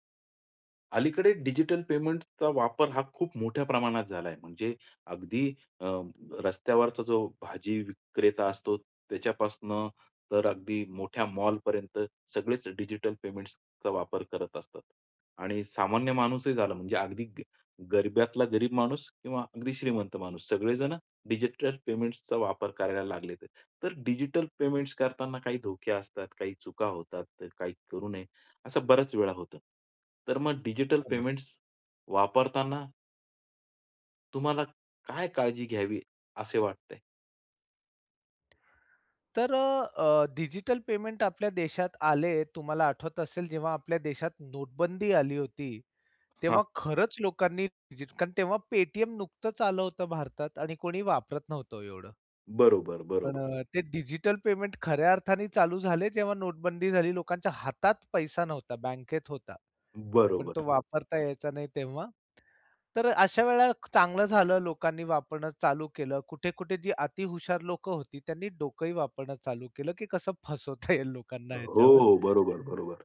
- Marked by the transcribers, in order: laughing while speaking: "फसवता येईल लोकांना ह्याच्यावर"
- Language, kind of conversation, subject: Marathi, podcast, डिजिटल पेमेंट्स वापरताना तुम्हाला कशाची काळजी वाटते?